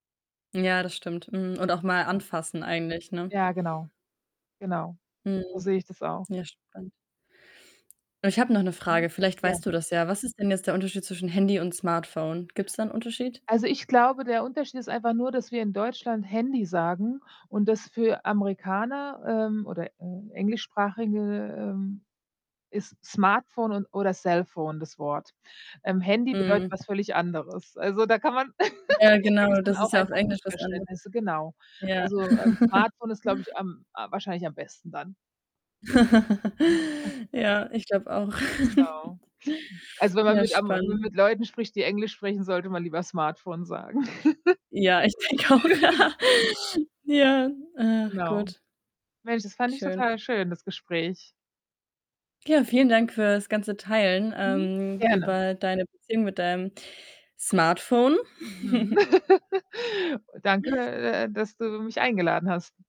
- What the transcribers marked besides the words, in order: distorted speech; static; other background noise; laugh; chuckle; chuckle; unintelligible speech; chuckle; laughing while speaking: "denke auch"; laugh; giggle; laugh; chuckle
- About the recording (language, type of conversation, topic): German, podcast, Wie sieht dein Alltag mit dem Smartphone aus?
- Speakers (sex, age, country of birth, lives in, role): female, 20-24, Germany, Bulgaria, host; female, 40-44, Germany, United States, guest